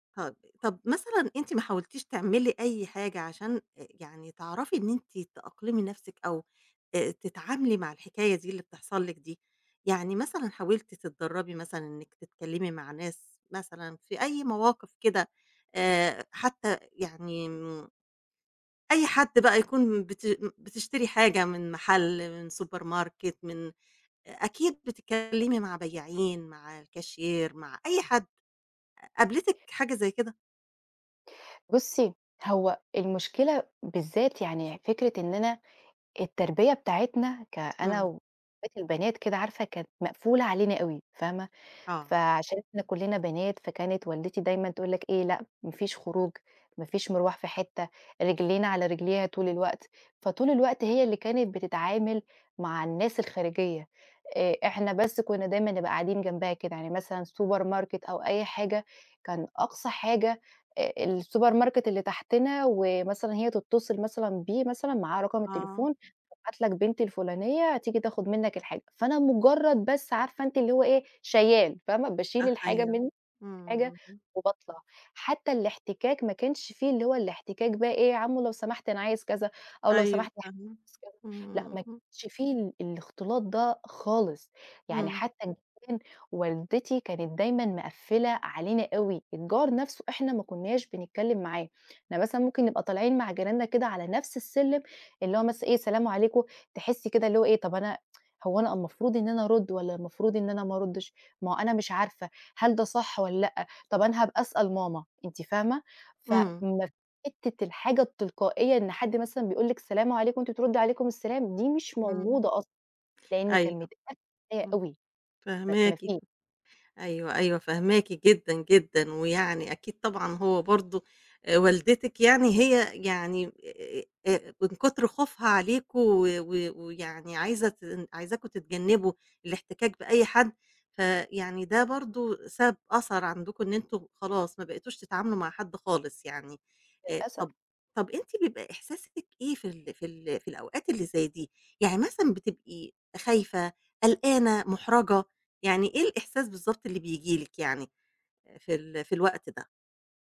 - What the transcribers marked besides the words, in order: unintelligible speech; in English: "Supermarket"; in English: "الCashier"; in English: "Supermarket"; in English: "الSupermarket"; unintelligible speech; unintelligible speech; other noise; tsk; unintelligible speech; tapping
- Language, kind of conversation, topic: Arabic, advice, إزاي أقدر أتغلب على خوفي من إني أقرّب من الناس وافتَح كلام مع ناس ماعرفهمش؟